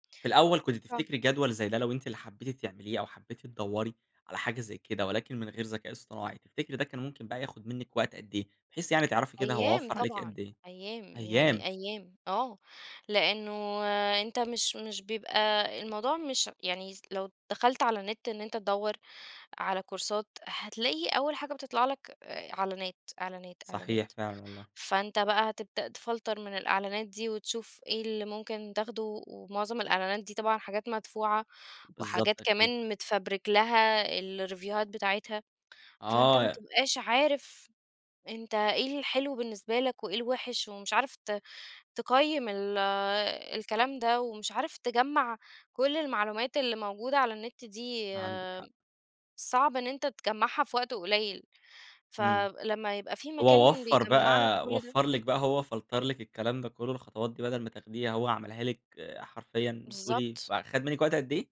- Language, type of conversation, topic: Arabic, podcast, إيه رأيك في تقنيات الذكاء الاصطناعي في حياتنا اليومية؟
- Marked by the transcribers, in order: in English: "كورسات"; in English: "تفلتَر"; in French: "متفَبرِك"; in English: "الريفيوهات"; in English: "فلتَر"